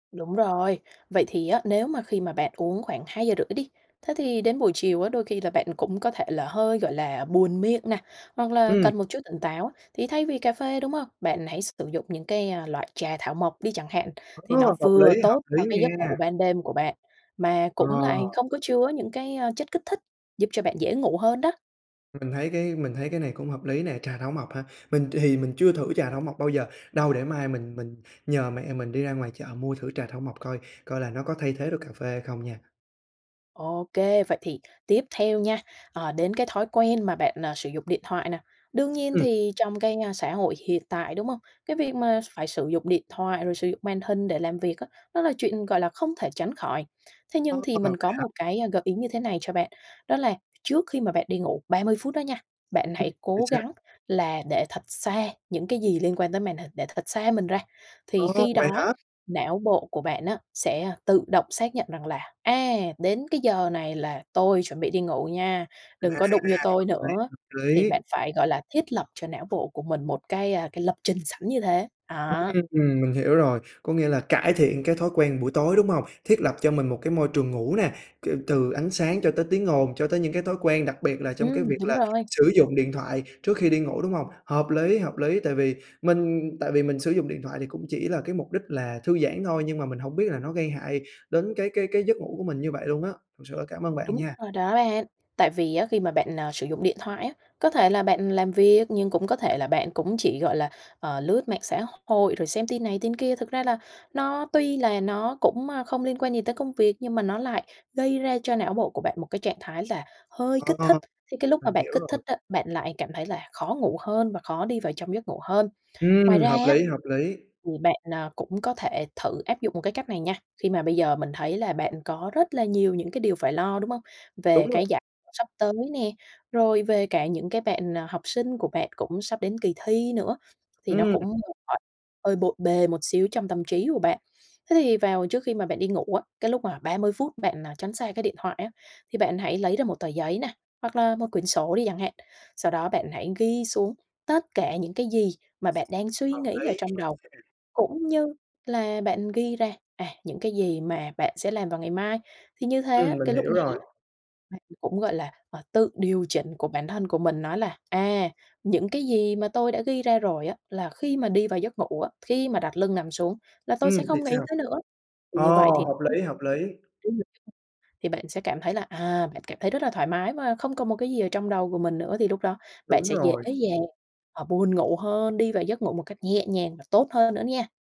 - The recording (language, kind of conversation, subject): Vietnamese, advice, Tôi bị mất ngủ, khó ngủ vào ban đêm vì suy nghĩ không ngừng, tôi nên làm gì?
- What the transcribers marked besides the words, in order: other background noise; tapping; unintelligible speech; "bạn" said as "ạn"; unintelligible speech; unintelligible speech; unintelligible speech